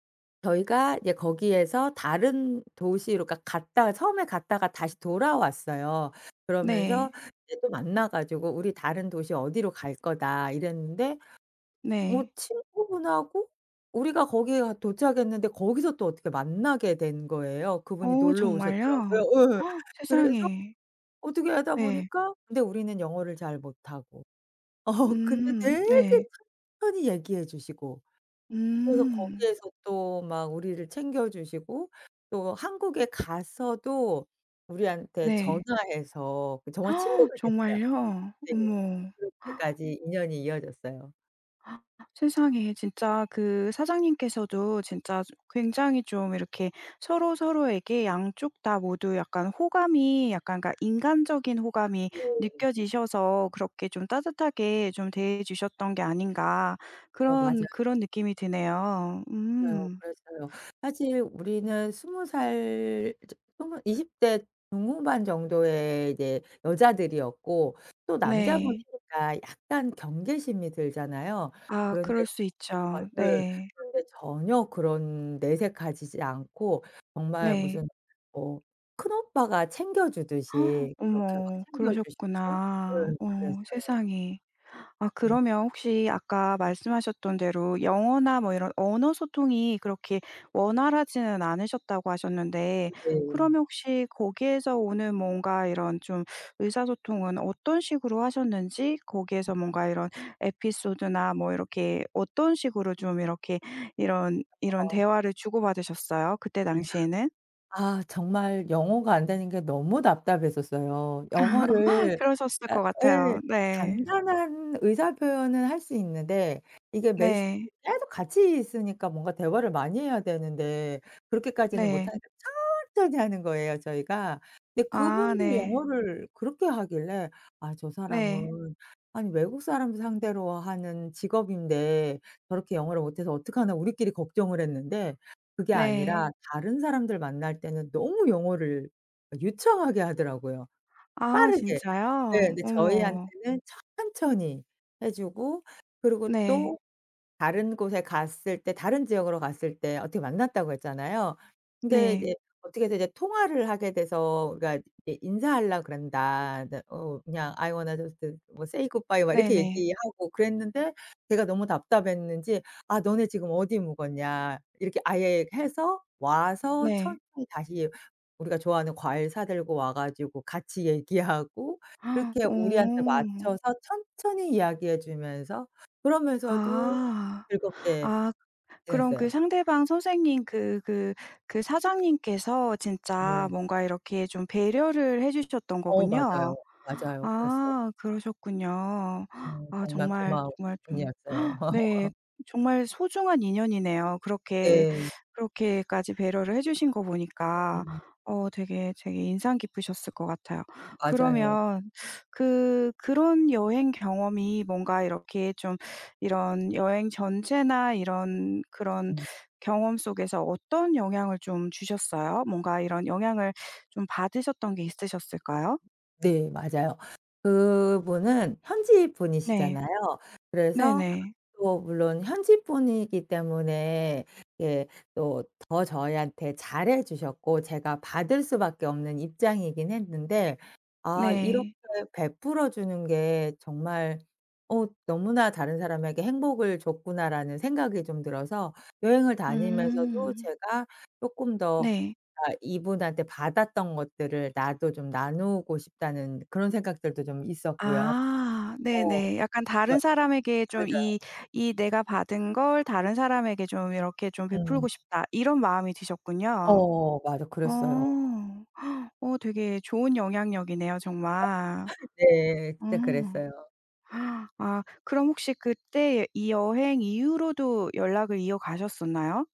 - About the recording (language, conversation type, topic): Korean, podcast, 여행 중에 만난 친절한 사람에 대해 이야기해 주실 수 있나요?
- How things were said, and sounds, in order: gasp; laugh; tapping; gasp; gasp; other background noise; gasp; unintelligible speech; laugh; in English: "I wanna just"; in English: "say good bye"; gasp; gasp; laugh; gasp; laugh